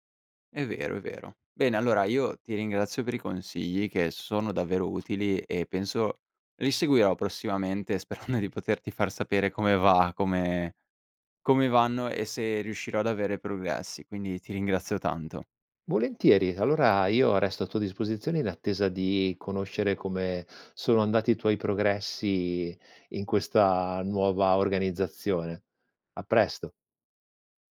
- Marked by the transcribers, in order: laughing while speaking: "sperando"
- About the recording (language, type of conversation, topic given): Italian, advice, Come posso gestire il senso di colpa quando salto gli allenamenti per il lavoro o la famiglia?